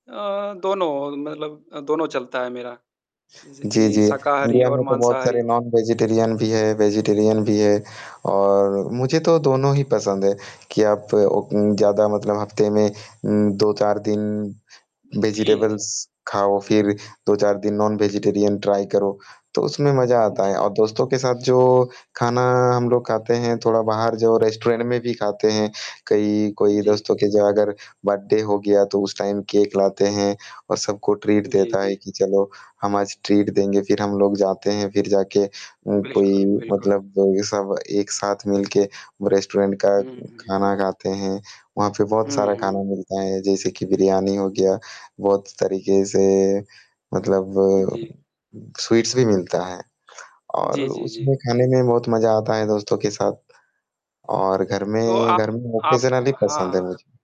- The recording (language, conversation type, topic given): Hindi, unstructured, आप दोस्तों के साथ बाहर खाने जाएँ या घर पर खाना बनाएँ, यह निर्णय आप कैसे लेते हैं?
- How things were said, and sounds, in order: static; other background noise; distorted speech; in English: "नॉन-वेजिटेरियन"; tapping; in English: "वेजिटेब्लस"; in English: "नॉन-वेजिटेरियन ट्राई"; in English: "रेस्टोरेंट"; in English: "बर्थडे"; in English: "टाइम"; in English: "ट्रीट"; in English: "ट्रीट"; laughing while speaking: "बिल्कुल"; in English: "रेस्टोरेंट"; in English: "स्वीट्स"; in English: "ऑकेजनली"